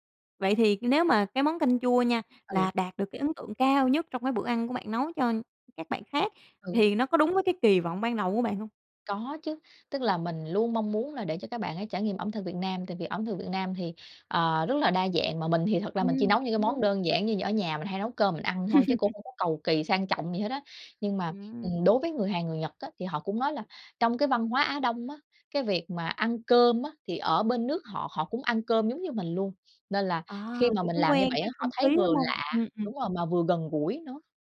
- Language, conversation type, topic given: Vietnamese, podcast, Bạn có thể kể về bữa ăn bạn nấu khiến người khác ấn tượng nhất không?
- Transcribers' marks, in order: tapping; laugh